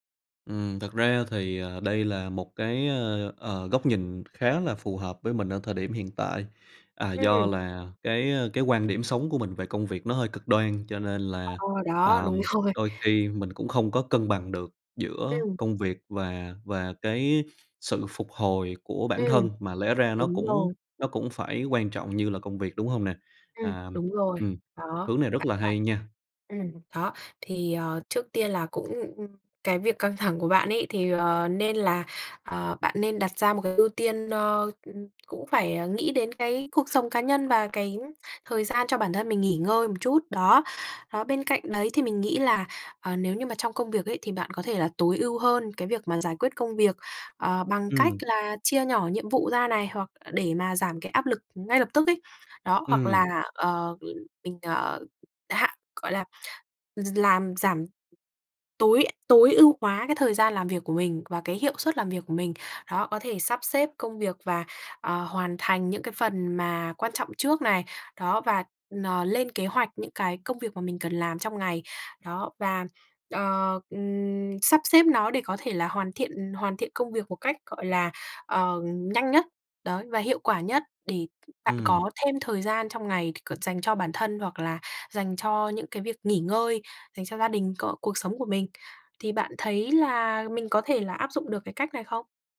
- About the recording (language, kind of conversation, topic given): Vietnamese, advice, Bạn đang căng thẳng như thế nào vì thiếu thời gian, áp lực công việc và việc cân bằng giữa công việc với cuộc sống?
- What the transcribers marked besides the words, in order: other background noise; laughing while speaking: "đúng rồi"; tapping; other noise